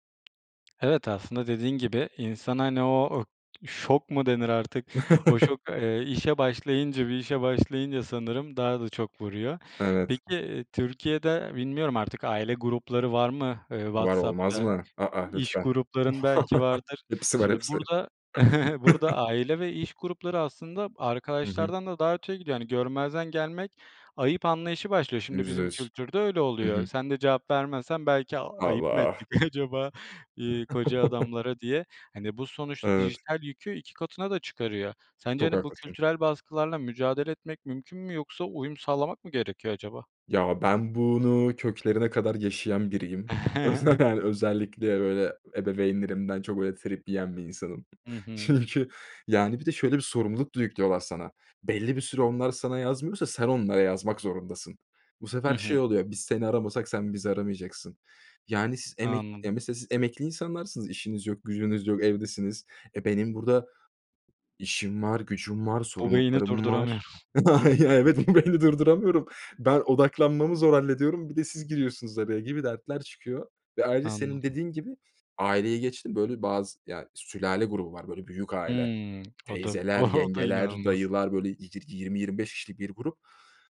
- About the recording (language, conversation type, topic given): Turkish, podcast, Telefon ve sosyal medya odaklanmanı nasıl etkiliyor?
- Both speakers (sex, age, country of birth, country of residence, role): male, 25-29, Turkey, Germany, guest; male, 25-29, Turkey, Poland, host
- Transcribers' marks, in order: tapping; other noise; other background noise; chuckle; chuckle; chuckle; laughing while speaking: "acaba"; chuckle; unintelligible speech; chuckle; laughing while speaking: "Çünkü"; unintelligible speech; laughing while speaking: "Ya, evet, bu beyni durduramıyorum"; chuckle